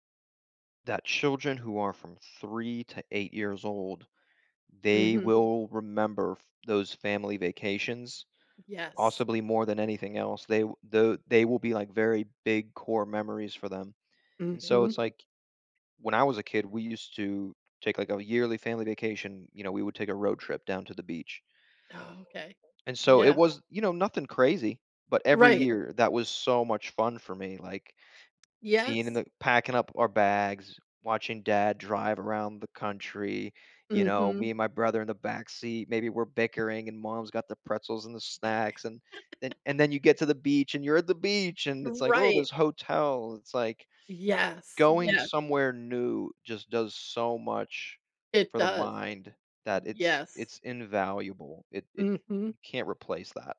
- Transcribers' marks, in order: background speech; tapping; laugh; joyful: "you're at the beach"
- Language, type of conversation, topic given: English, unstructured, What travel experience should everyone try?